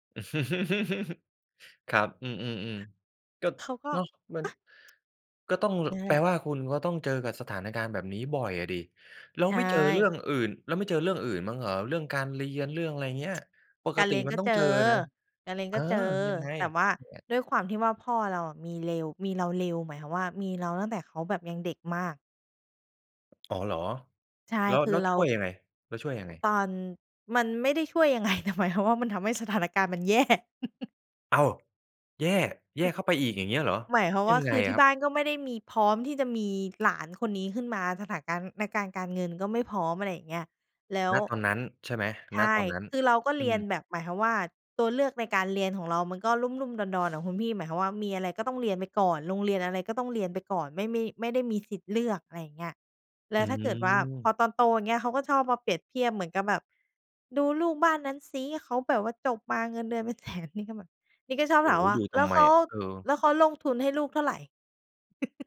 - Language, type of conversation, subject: Thai, podcast, คุณรับมือกับคำวิจารณ์จากญาติอย่างไร?
- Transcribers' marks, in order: chuckle; tsk; other background noise; laughing while speaking: "ไง แต่"; laughing while speaking: "แย่"; chuckle; surprised: "อ้าว ! แย่ แย่เข้าไปอีกอย่างเงี้ยเหรอ ยังไงอะครับ ?"; laughing while speaking: "แสน"; chuckle